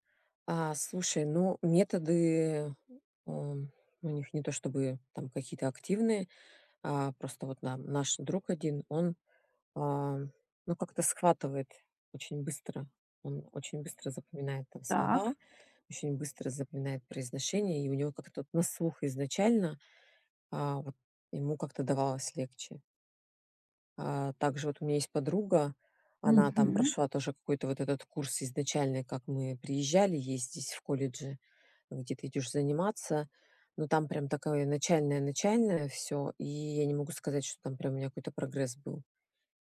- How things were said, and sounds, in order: tapping; "такое" said as "такаое"
- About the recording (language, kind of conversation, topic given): Russian, advice, Почему я постоянно сравниваю свои достижения с достижениями друзей и из-за этого чувствую себя хуже?